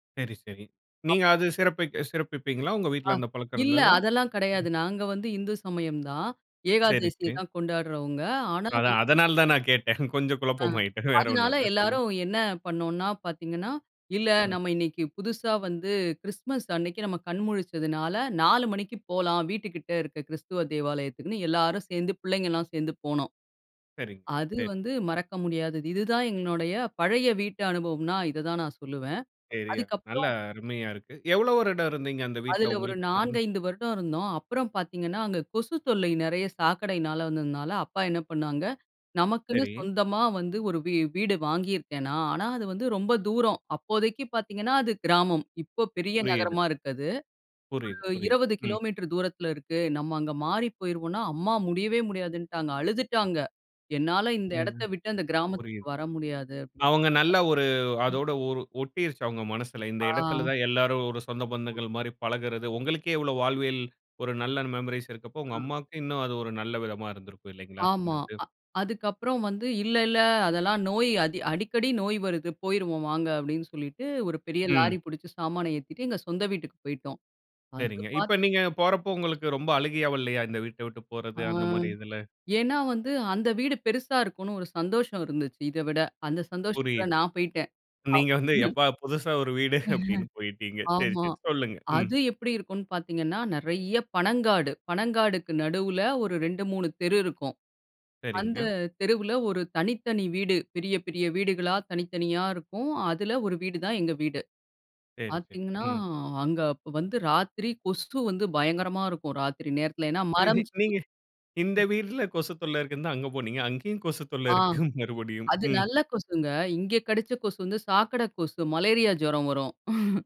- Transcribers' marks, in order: laughing while speaking: "கொஞ்சம் குழப்பம் ஆயிட்டேன்"; other background noise; laughing while speaking: "எப்பா புதுசா ஒரு வீடு அப்டின்னு"; laugh; chuckle; laugh
- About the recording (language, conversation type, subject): Tamil, podcast, பழைய வீடும் புதிய வீடும்—உங்களுக்கு எதில் தான் ‘வீடு’ என்ற உணர்வு அதிகமாக வருகிறது?